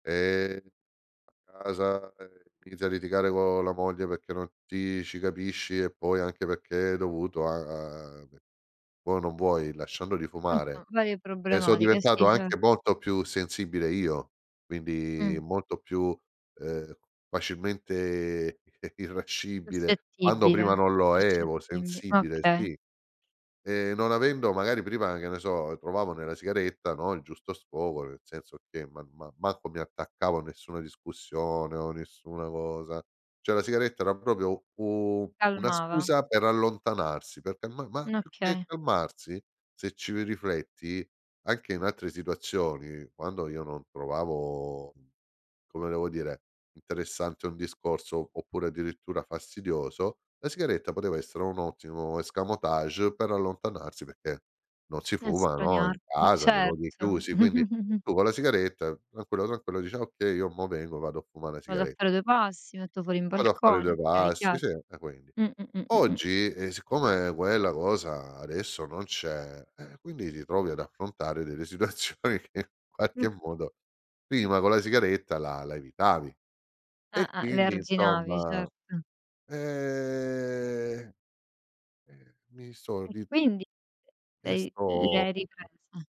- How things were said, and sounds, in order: laughing while speaking: "eh"; "ero" said as "evo"; "Cioè" said as "ceh"; "proprio" said as "propio"; "okay" said as "ocche"; chuckle; other background noise; laughing while speaking: "situazioni che in qualche modo"; drawn out: "ehm"
- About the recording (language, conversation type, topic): Italian, advice, Come posso evitare di tornare alle vecchie abitudini dopo un piccolo fallimento?